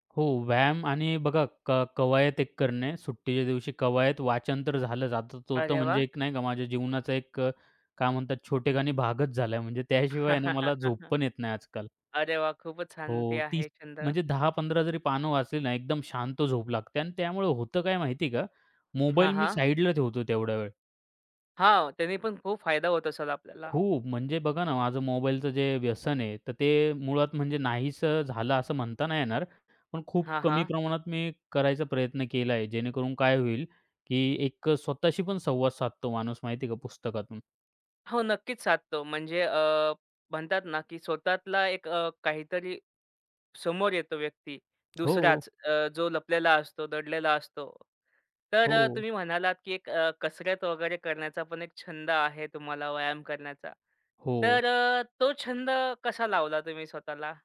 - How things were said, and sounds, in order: laughing while speaking: "म्हणजे त्याशिवाय ना मला झोप पण येत नाही आजकाल"; chuckle; tapping; other background noise
- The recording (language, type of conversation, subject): Marathi, podcast, एखादा छंद तुम्ही कसा सुरू केला, ते सांगाल का?
- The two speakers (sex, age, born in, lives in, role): male, 25-29, India, India, guest; male, 25-29, India, India, host